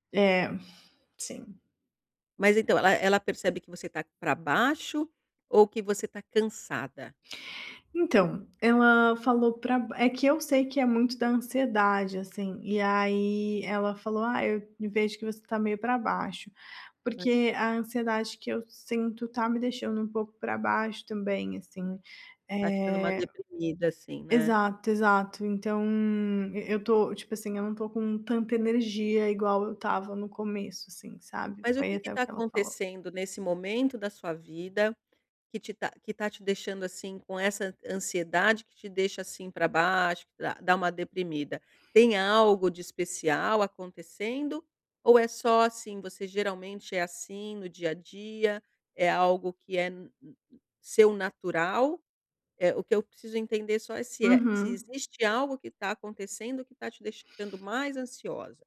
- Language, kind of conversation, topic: Portuguese, advice, Como posso conviver com a ansiedade sem me culpar tanto?
- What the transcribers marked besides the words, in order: none